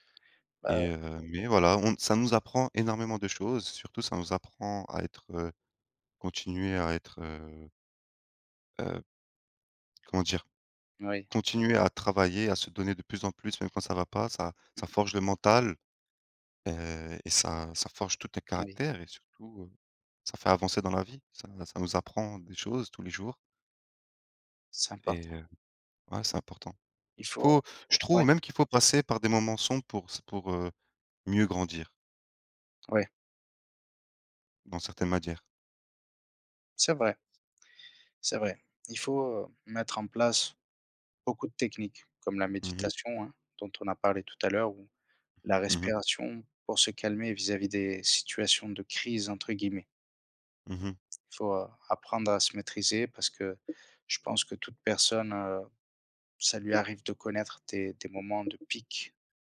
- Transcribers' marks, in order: "matières" said as "madières"; tapping; other background noise
- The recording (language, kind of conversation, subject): French, unstructured, Comment prends-tu soin de ton bien-être mental au quotidien ?
- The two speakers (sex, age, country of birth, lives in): male, 30-34, France, France; male, 30-34, France, France